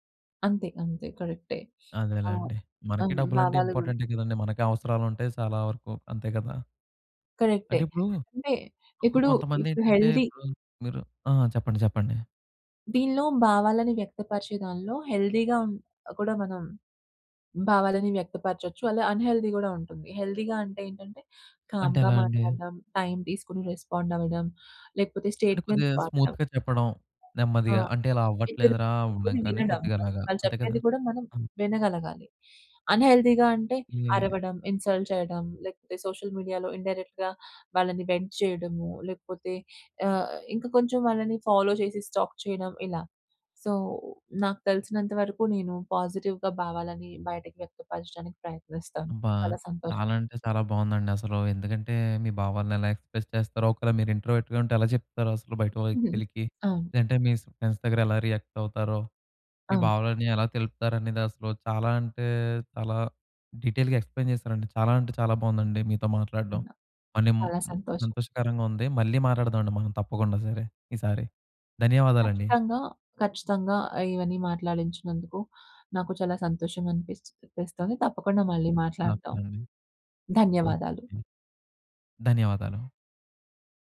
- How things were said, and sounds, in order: in English: "ఇంపార్టెంటే"; in English: "హెల్దీ"; in English: "హెల్దీగా"; in English: "అన్‌హెల్దీ"; in English: "హెల్దీగా"; in English: "కామ్‌గా"; in English: "టైమ్"; in English: "రెస్పాండ్"; in English: "స్టేట్‌మెంట్"; in English: "స్మూత్‌గా"; in English: "అన్‌హెల్దీగా"; in English: "ఇన్‌సల్ట్"; in English: "సోషల్ మీడియాలో ఇన్‌డైరెక్ట్‌గా"; in English: "వెంట్"; in English: "ఫాలో"; in English: "స్టాక్"; in English: "సో"; in English: "పాజిటివ్‌గా"; in English: "ఎక్స్‌ప్రెస్"; in English: "ఇంట్రోవర్ట్‌గా"; in English: "ఫ్రెండ్స్"; in English: "రియాక్ట్"; in English: "డీటెయిల్‌గా ఎక్స్‌ప్లెయిన్"
- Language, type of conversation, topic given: Telugu, podcast, మీ భావాలను మీరు సాధారణంగా ఎలా వ్యక్తపరుస్తారు?